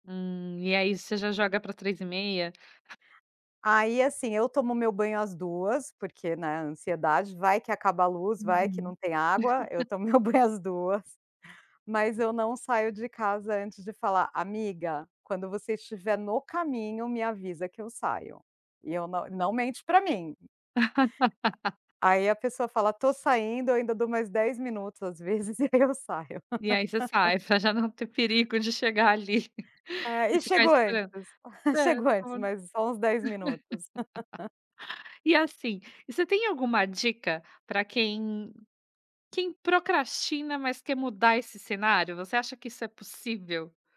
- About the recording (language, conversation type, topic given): Portuguese, podcast, Que truques você usa para não procrastinar em casa?
- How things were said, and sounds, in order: other background noise; laugh; laugh; tapping; laugh; laughing while speaking: "ali"; laugh